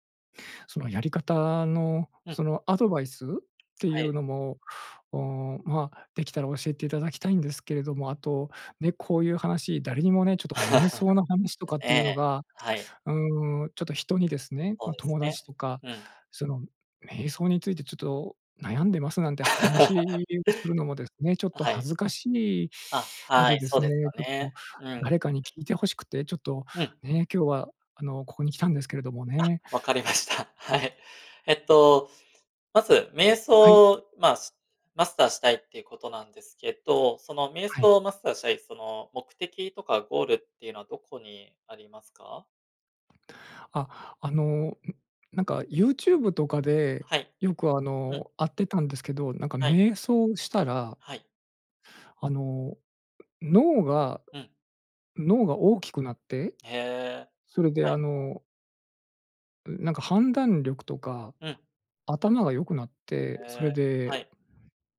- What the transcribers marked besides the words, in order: other noise; laugh; laugh; tapping; laughing while speaking: "分かりました、はい"
- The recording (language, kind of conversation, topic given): Japanese, advice, ストレス対処のための瞑想が続けられないのはなぜですか？